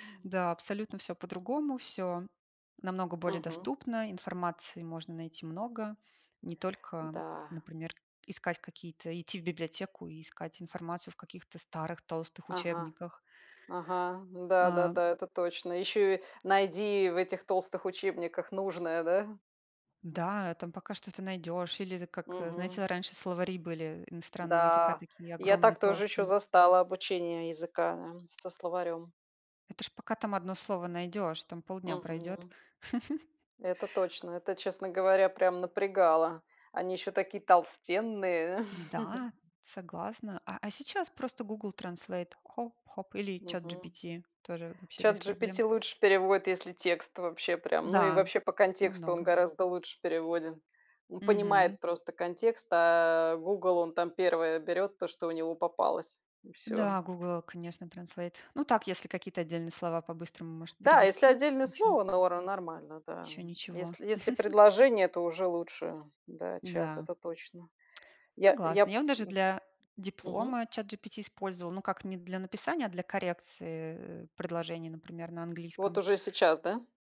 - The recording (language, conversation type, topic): Russian, unstructured, Как интернет влияет на образование сегодня?
- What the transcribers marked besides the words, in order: tapping; chuckle; chuckle; other background noise; "переводит" said as "переводин"; chuckle